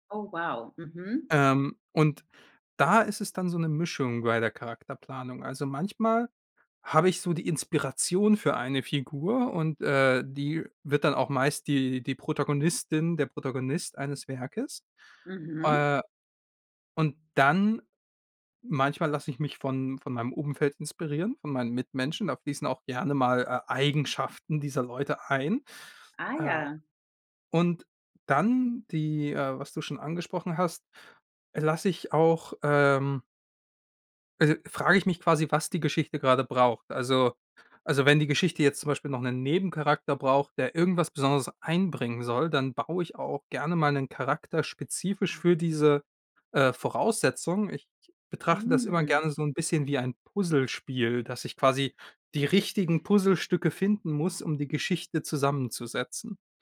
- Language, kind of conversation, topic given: German, podcast, Was macht eine fesselnde Geschichte aus?
- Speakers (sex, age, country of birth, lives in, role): female, 35-39, Germany, Spain, host; male, 25-29, Germany, Germany, guest
- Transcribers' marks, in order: none